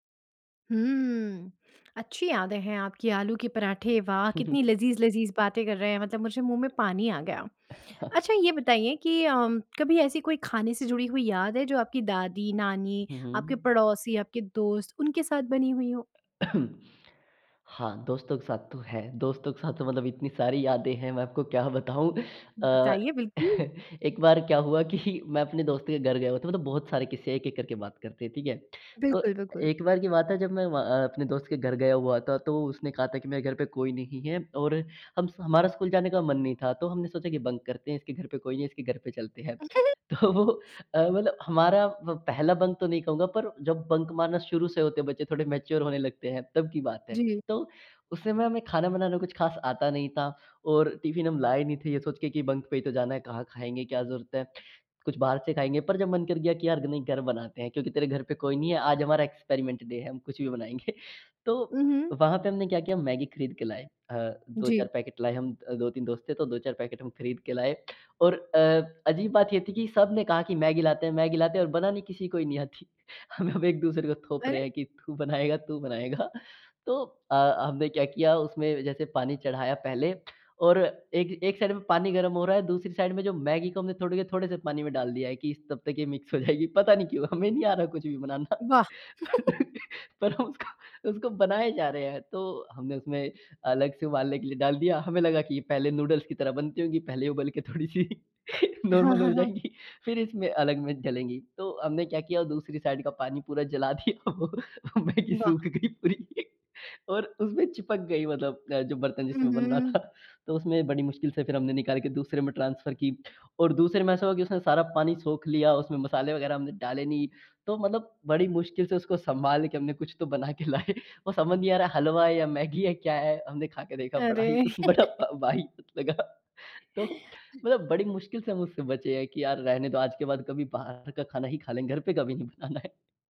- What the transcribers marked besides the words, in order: chuckle; chuckle; cough; chuckle; in English: "बंक"; laugh; chuckle; in English: "बंक"; in English: "बंक"; in English: "मैच्योर"; in English: "बंक"; in English: "एक्सपेरिमेंट डे"; chuckle; laughing while speaking: "हम एक-दूसरे को थोप रहे हैं कि, तू बनाएगा, तू बनाएगा"; in English: "साइड"; in English: "साइड"; laughing while speaking: "मिक्स हो जाएगी पता नहीं … जा रहे हैं"; chuckle; cough; laughing while speaking: "नॉर्मल हो जाएगी"; in English: "साइड"; laughing while speaking: "जला दिया वो मैगी सूख गयी पूरी"; in English: "ट्रांसफर"; laughing while speaking: "लाए"; chuckle; laughing while speaking: "बड़ा वाहियात लगा"
- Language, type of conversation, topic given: Hindi, podcast, क्या तुम्हें बचपन का कोई खास खाना याद है?